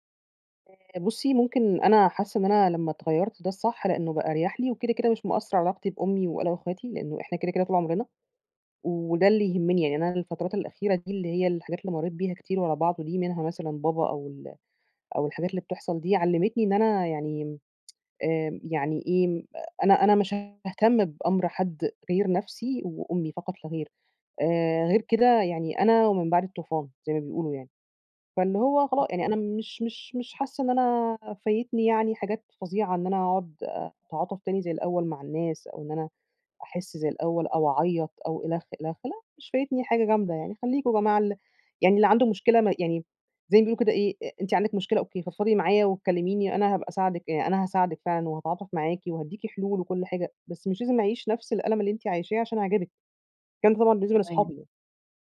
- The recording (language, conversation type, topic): Arabic, advice, هو إزاي بتوصف إحساسك بالخدر العاطفي أو إنك مش قادر تحس بمشاعرك؟
- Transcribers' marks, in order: tsk; other background noise